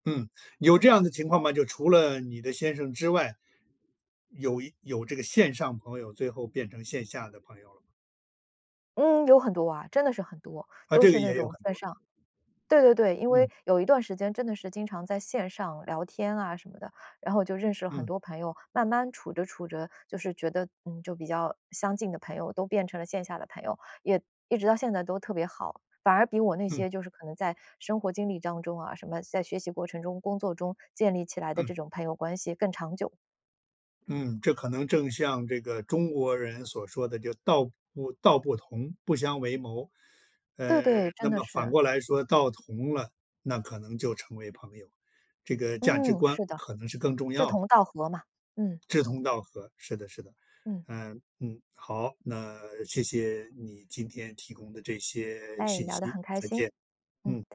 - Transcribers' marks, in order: other background noise; other noise
- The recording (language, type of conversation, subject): Chinese, podcast, 你怎么看线上朋友和线下朋友的区别？